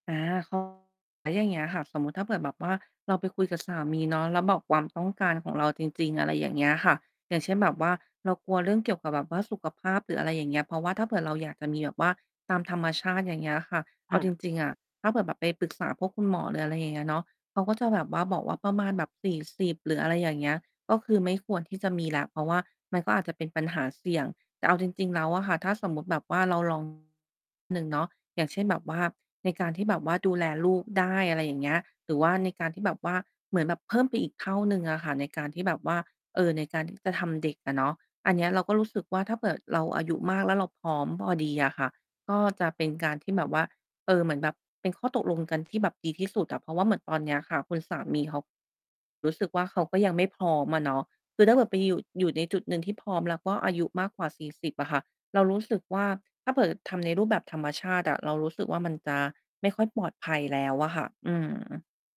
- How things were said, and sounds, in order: unintelligible speech; distorted speech; mechanical hum
- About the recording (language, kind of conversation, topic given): Thai, advice, ฉันกำลังคิดอยากมีลูกแต่กลัวความรับผิดชอบและการเปลี่ยนแปลงชีวิต ควรเริ่มตัดสินใจและวางแผนอย่างไร?